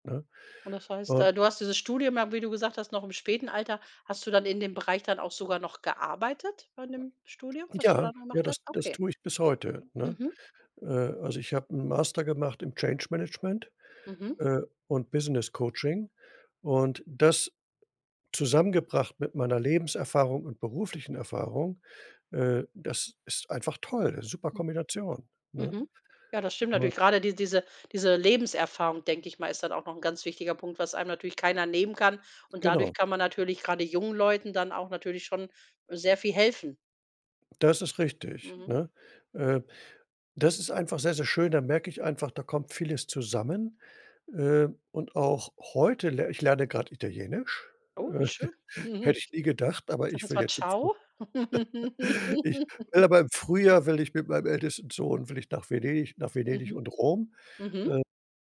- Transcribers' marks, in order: other background noise; other noise; laughing while speaking: "äh"; chuckle; laugh; in Italian: "ciao"; laugh
- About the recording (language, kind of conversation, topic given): German, podcast, Kannst du von einem echten Aha-Moment beim Lernen erzählen?